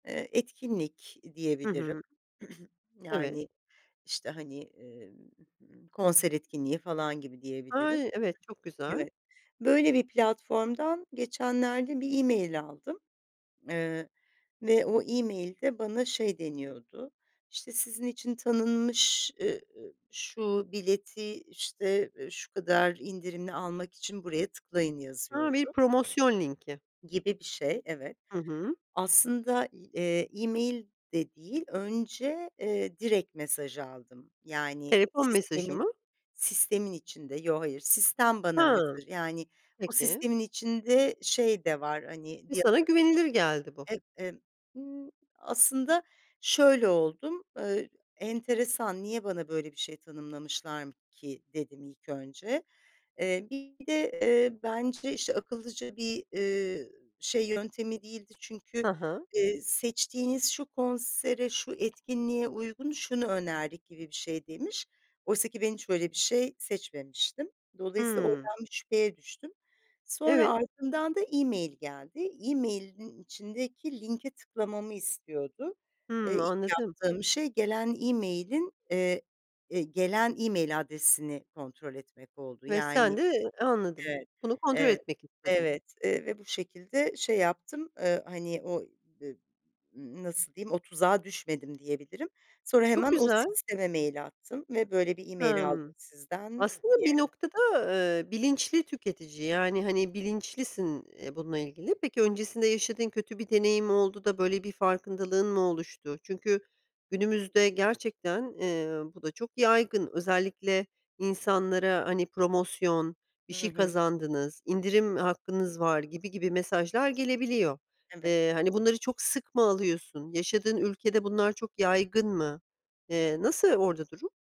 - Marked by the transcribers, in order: throat clearing; other background noise; unintelligible speech
- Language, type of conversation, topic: Turkish, podcast, Çevrim içi alışveriş yaparken nelere dikkat ediyorsun ve yaşadığın ilginç bir deneyim var mı?